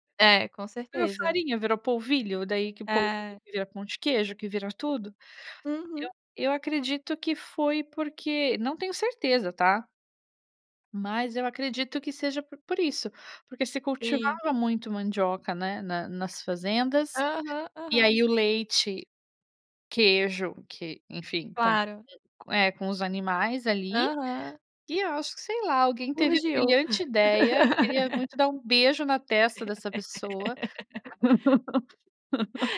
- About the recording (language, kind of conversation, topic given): Portuguese, podcast, Que comidas da infância ainda fazem parte da sua vida?
- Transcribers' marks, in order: laugh; laugh